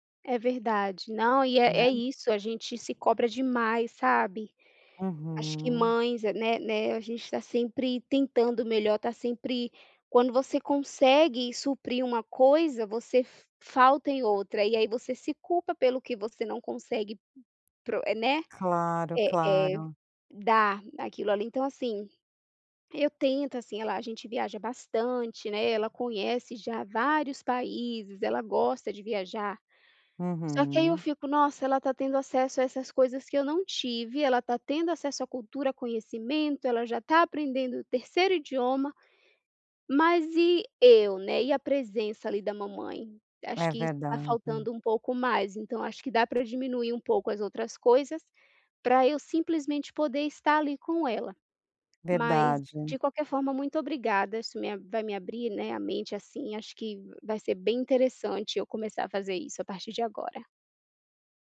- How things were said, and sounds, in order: other noise
- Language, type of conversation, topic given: Portuguese, advice, Como posso simplificar minha vida e priorizar momentos e memórias?